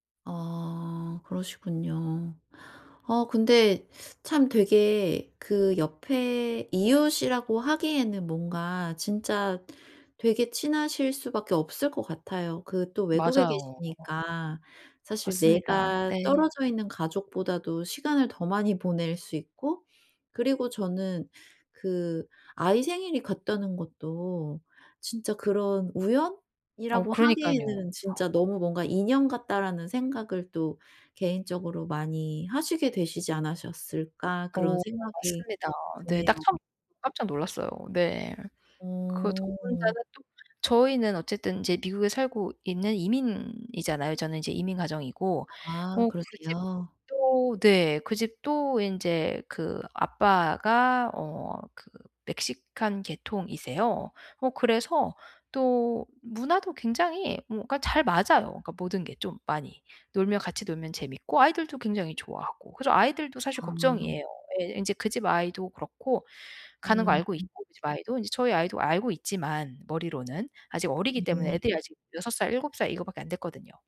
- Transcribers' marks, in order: teeth sucking; other background noise
- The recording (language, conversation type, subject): Korean, advice, 떠나기 전에 작별 인사와 감정 정리는 어떻게 준비하면 좋을까요?